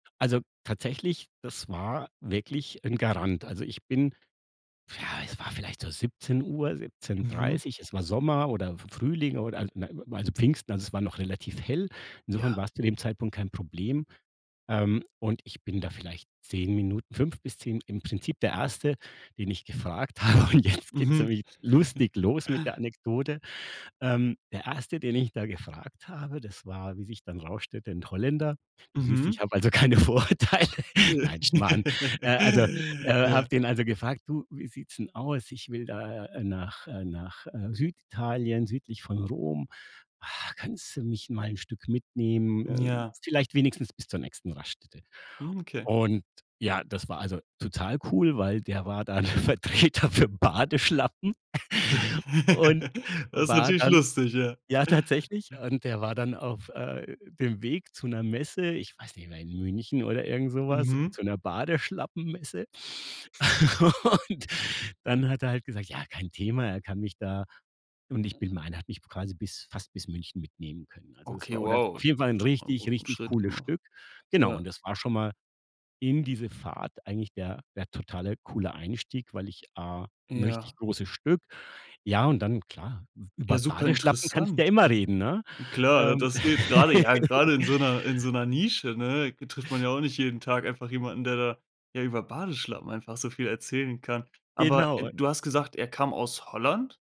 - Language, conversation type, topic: German, podcast, Erzählst du mir eine lustige Anekdote von einer Reise, die du allein gemacht hast?
- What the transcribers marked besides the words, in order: laughing while speaking: "habe"; laugh; laugh; laughing while speaking: "keine Vorurteile"; laughing while speaking: "Vertreter für Badeschlappen"; laugh; chuckle; laughing while speaking: "Und"; laugh